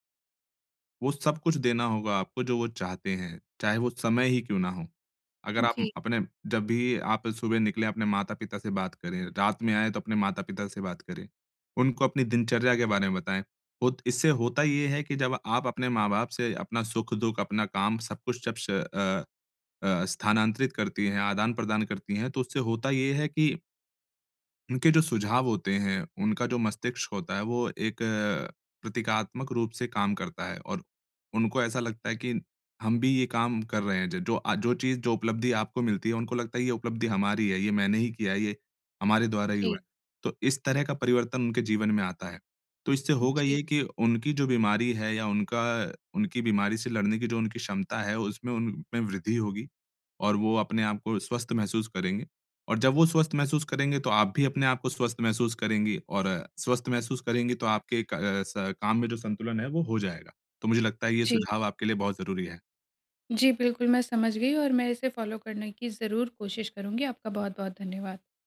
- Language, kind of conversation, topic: Hindi, advice, मैं काम और बुज़ुर्ग माता-पिता की देखभाल के बीच संतुलन कैसे बनाए रखूँ?
- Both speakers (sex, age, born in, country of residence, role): female, 30-34, India, India, user; male, 30-34, India, India, advisor
- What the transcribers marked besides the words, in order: in English: "फॉलो"